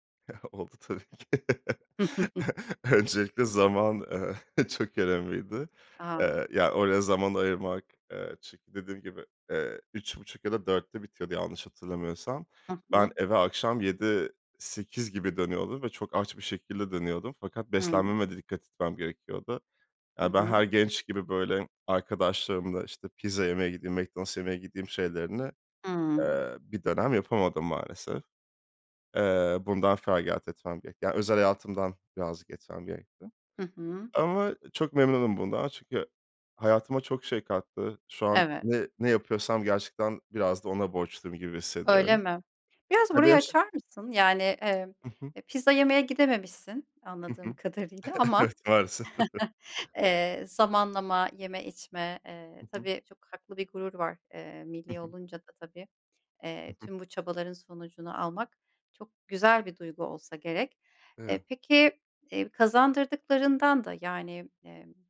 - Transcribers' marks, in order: laughing while speaking: "Ya oldu tabii ki. Öncelikle"; chuckle; laughing while speaking: "eee"; other background noise; laughing while speaking: "Evet, maalesef"; chuckle
- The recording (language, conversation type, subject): Turkish, podcast, Hayatında seni en çok gururlandıran başarın nedir?